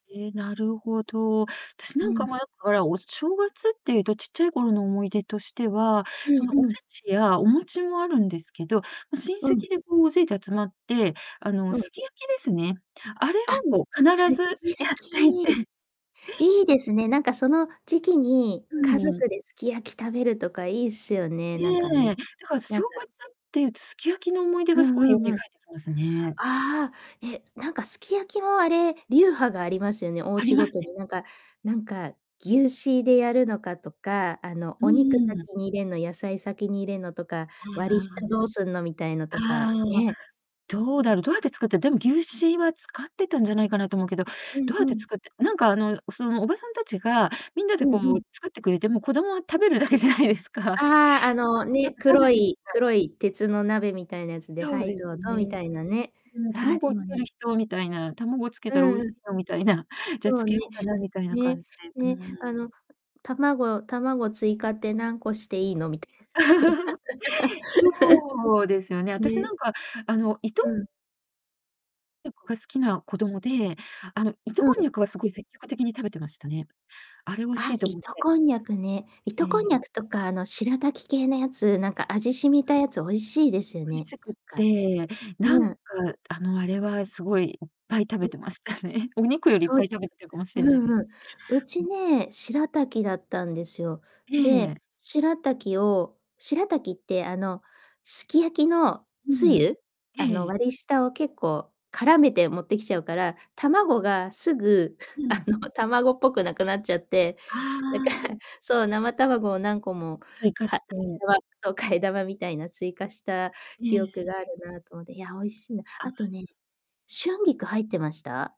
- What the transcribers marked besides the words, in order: distorted speech; other background noise; laughing while speaking: "だけじゃないですか"; chuckle; laughing while speaking: "みたいなの"; laugh; unintelligible speech; chuckle; laughing while speaking: "あの"; unintelligible speech; tapping; unintelligible speech
- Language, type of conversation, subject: Japanese, unstructured, 好きな伝統料理は何ですか？なぜそれが好きなのですか？